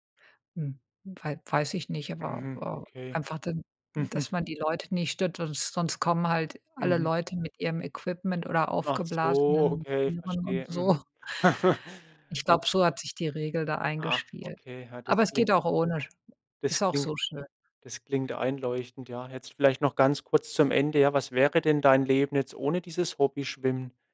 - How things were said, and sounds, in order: other noise; chuckle; laugh
- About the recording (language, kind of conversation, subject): German, podcast, Wie hast du mit deinem liebsten Hobby angefangen?